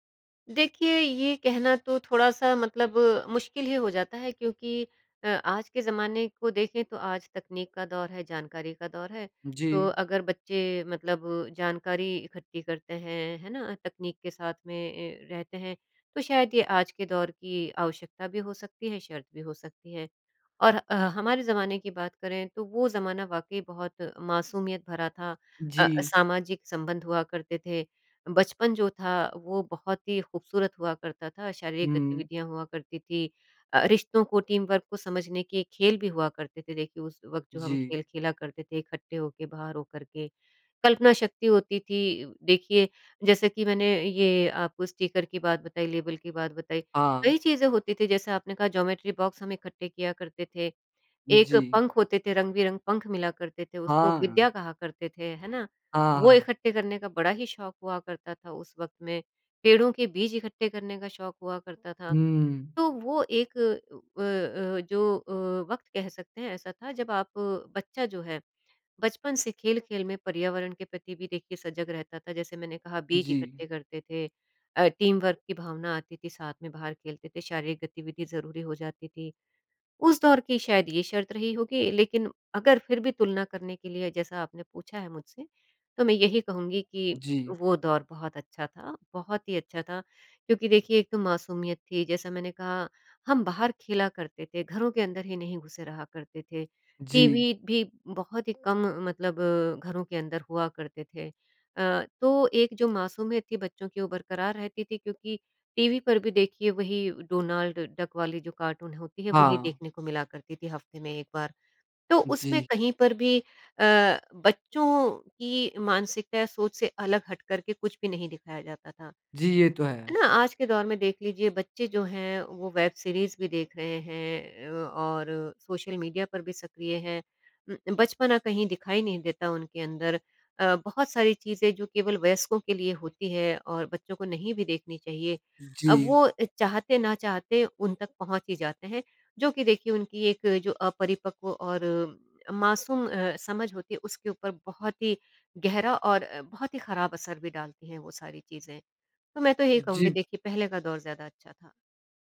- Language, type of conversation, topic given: Hindi, podcast, बचपन में आपको किस तरह के संग्रह पर सबसे ज़्यादा गर्व होता था?
- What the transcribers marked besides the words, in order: in English: "टीम वर्क"; in English: "स्टीकर"; in English: "लेबल"; tapping; in English: "टीम वर्क"; in English: "कार्टून"; other background noise